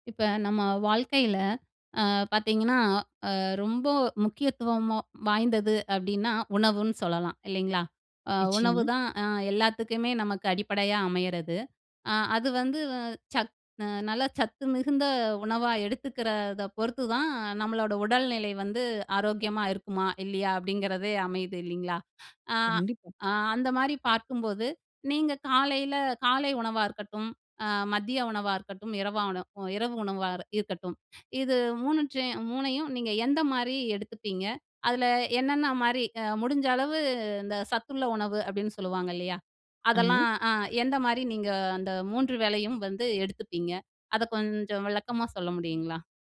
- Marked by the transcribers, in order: none
- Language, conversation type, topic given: Tamil, podcast, உங்களுடைய தினசரி உணவுப் பழக்கங்கள் எப்படி இருக்கும்?